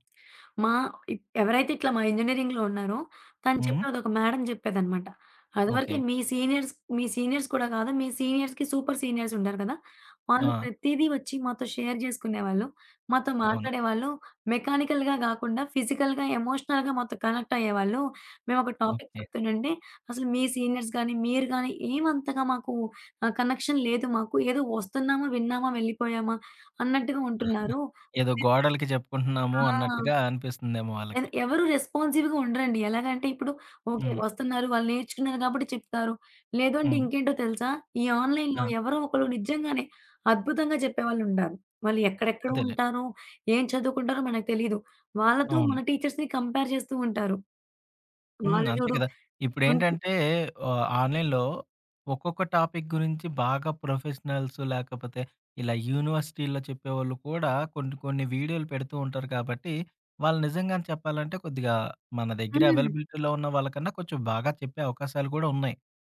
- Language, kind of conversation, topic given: Telugu, podcast, ఆన్‌లైన్ నేర్చుకోవడం పాఠశాల విద్యను ఎలా మెరుగుపరచగలదని మీరు భావిస్తారు?
- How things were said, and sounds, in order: tapping; other background noise; in English: "మ్యాడమ్"; in English: "సీనియర్స్"; in English: "సీనియర్స్"; in English: "సీనియర్స్‌కి, సూపర్ సీనియర్స్"; in English: "షేర్"; in English: "మెకానికల్‌గా"; in English: "ఫిజికల్‌గా, ఎమోషనల్‌గా"; in English: "టాపిక్"; in English: "సీనియర్స్"; in English: "కనెక్షన్"; giggle; in English: "రెస్పాన్సివ్‌గా"; in English: "ఆన్లైన్‌లో"; in English: "టీచర్స్‌ని కంపేర్"; in English: "ఆన్లైన్‌లో"; in English: "టాపిక్"; in English: "ప్రొఫెషనల్స్"; in English: "యూనివర్సిటీలో"; in English: "అవైలబిలిటీలో"